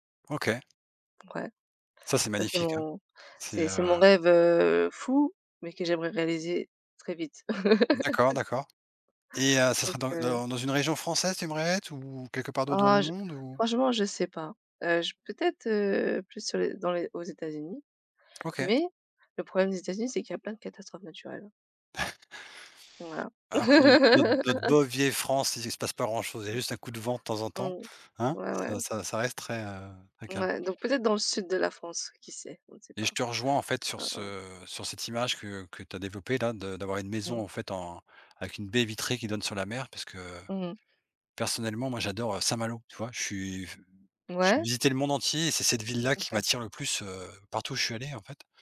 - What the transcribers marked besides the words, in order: tapping; laugh; chuckle; laugh
- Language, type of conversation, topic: French, unstructured, Quels sont tes rêves les plus fous pour l’avenir ?